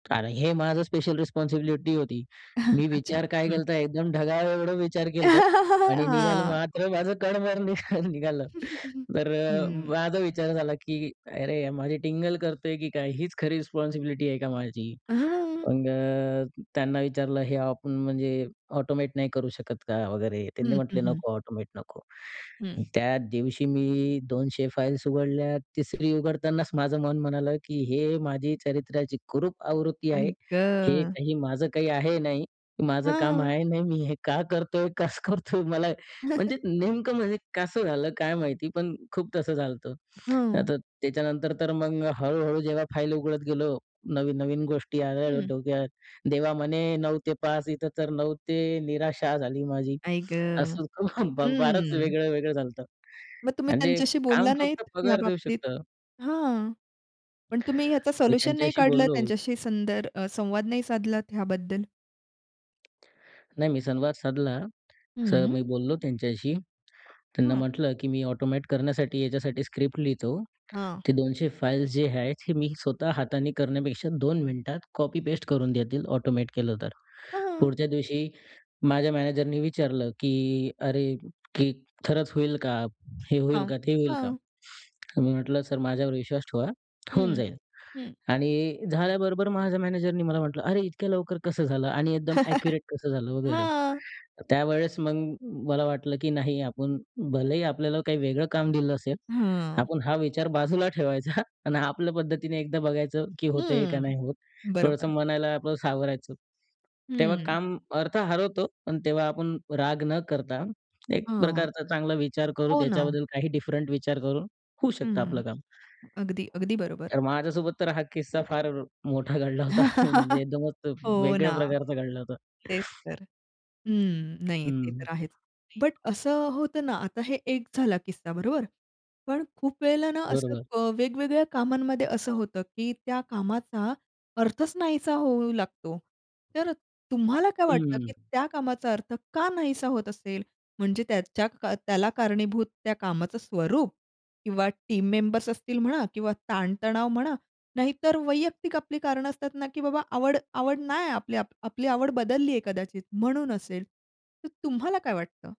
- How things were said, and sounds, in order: in English: "रिस्पॉन्सिबिलिटी"; chuckle; "केला होता" said as "केलंता"; laugh; "केला होता" said as "केलंत"; laughing while speaking: "कण भर निघ निघालं"; chuckle; in English: "रिस्पॉन्सिबिलिटी"; other noise; laughing while speaking: "हे का करतोय? कसं करतोय? मला म्हणजे"; chuckle; "झाल होतं" said as "झालतं"; "यायला लागल्या" said as "याल्याला"; chuckle; "झाल होतं" said as "झालतं"; tapping; "संवाद" said as "सनवाद"; in English: "स्क्रिप्ट"; laugh; laughing while speaking: "बाजूला ठेवायचा"; in English: "डिफरंट"; other background noise; background speech; laugh; chuckle; in English: "टीम मेंबर्स"
- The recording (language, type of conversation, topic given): Marathi, podcast, कामाला अर्थ वाटेनासा झाला तर पुढे तुम्ही काय कराल?